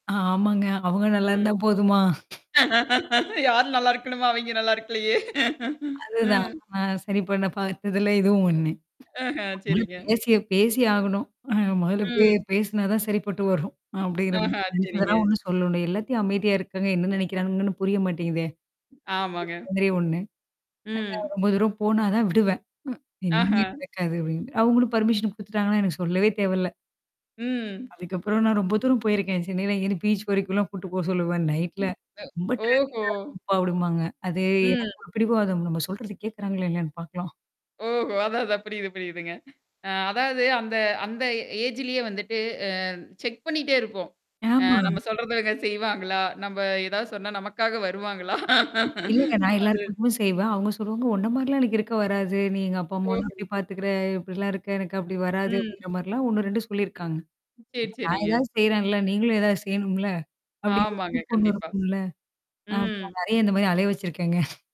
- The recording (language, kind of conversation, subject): Tamil, podcast, நீங்கள் உருவாக்கிய புதிய குடும்ப மரபு ஒன்றுக்கு உதாரணம் சொல்ல முடியுமா?
- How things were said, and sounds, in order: static; tapping; laughing while speaking: "யார் நல்லா இருக்கணுமா? அவய்ங்க நல்லா இருக்கலயே! ம்"; mechanical hum; unintelligible speech; chuckle; other background noise; distorted speech; unintelligible speech; in English: "பர்மிஷன்"; in English: "பீச்"; in English: "ட்ராஃபிக்கா"; in English: "ஏஜ்லயே"; in English: "செக்"; laughing while speaking: "நமக்காக வருவாங்களா? அது"; other noise; laughing while speaking: "வச்சிருக்கேங்க"